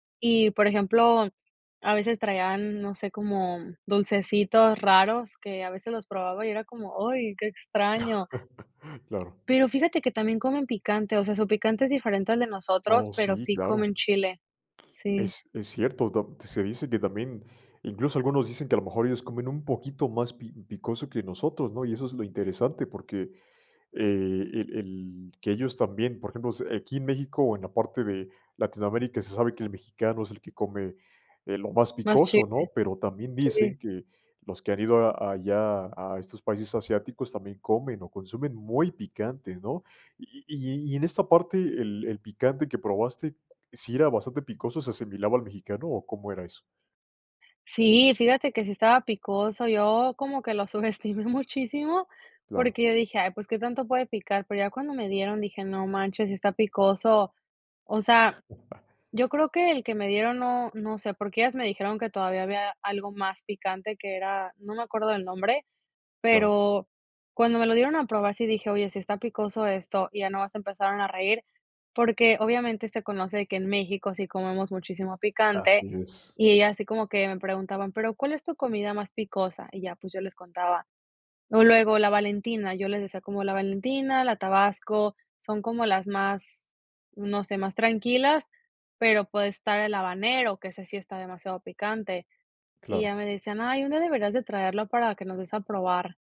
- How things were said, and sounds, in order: laugh; other background noise; laughing while speaking: "subestimé"; chuckle
- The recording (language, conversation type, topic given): Spanish, podcast, ¿Cómo rompes el hielo con desconocidos que podrían convertirse en amigos?